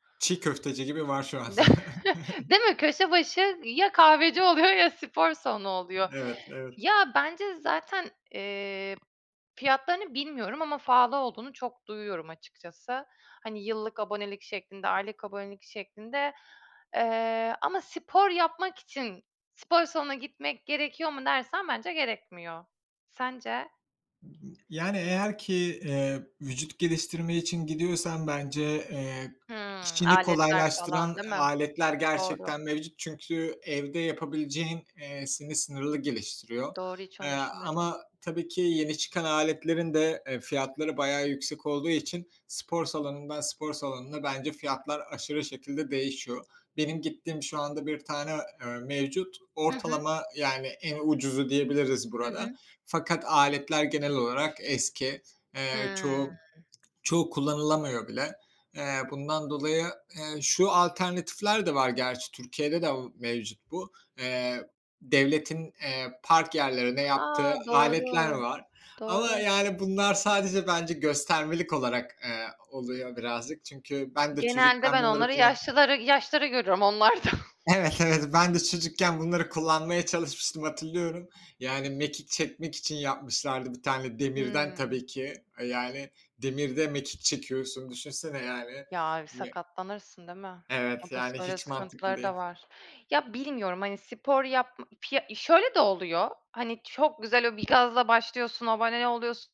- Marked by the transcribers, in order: laughing while speaking: "De"; chuckle; other background noise; tapping
- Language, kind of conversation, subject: Turkish, unstructured, Spor salonları pahalı olduğu için spor yapmayanları haksız mı buluyorsunuz?